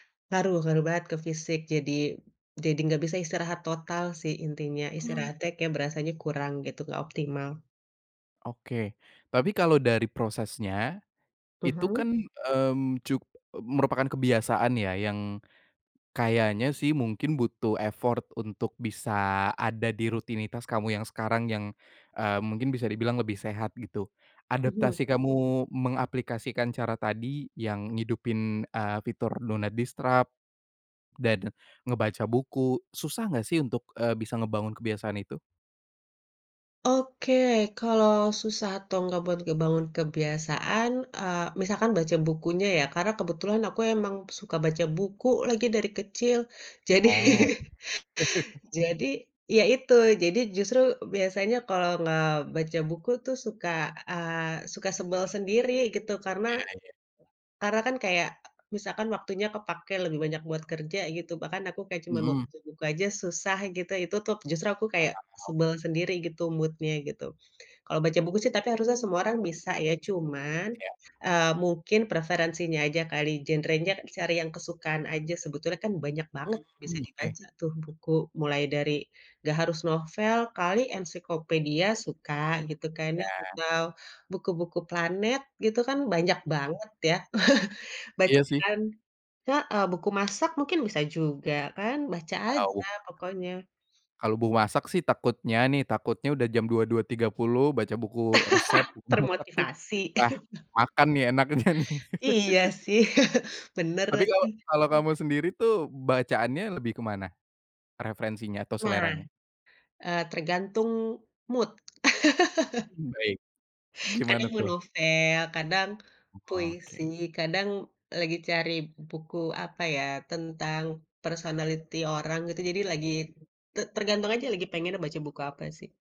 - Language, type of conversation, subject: Indonesian, podcast, Bagaimana kamu mengatur penggunaan gawai sebelum tidur?
- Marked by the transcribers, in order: other background noise; in English: "effort"; in English: "do not distrap"; "disturb" said as "distrap"; laughing while speaking: "Jadi"; chuckle; in English: "mood-nya"; chuckle; unintelligible speech; laugh; unintelligible speech; chuckle; laughing while speaking: "enaknya nih"; laugh; chuckle; in English: "mood"; laugh; tapping; in English: "personality"